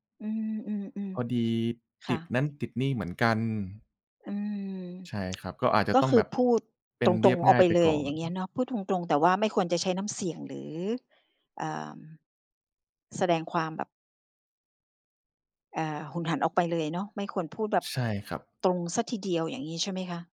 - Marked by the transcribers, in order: tsk; tapping
- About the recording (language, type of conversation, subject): Thai, advice, คุณรู้สึกอย่างไรเมื่อปฏิเสธคำขอให้ช่วยเหลือจากคนที่ต้องการไม่ได้จนทำให้คุณเครียด?
- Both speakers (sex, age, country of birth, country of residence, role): female, 55-59, Thailand, Thailand, user; male, 25-29, Thailand, Thailand, advisor